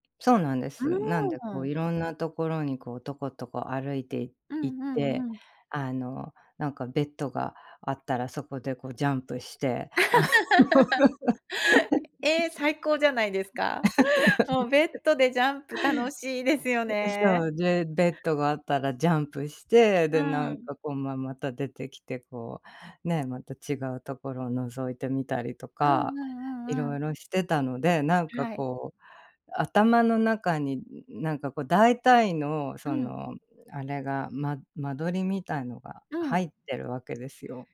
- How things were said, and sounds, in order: other background noise; laugh; laughing while speaking: "あの"; laugh
- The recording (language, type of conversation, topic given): Japanese, podcast, 祖父母との思い出をひとつ聞かせてくれますか？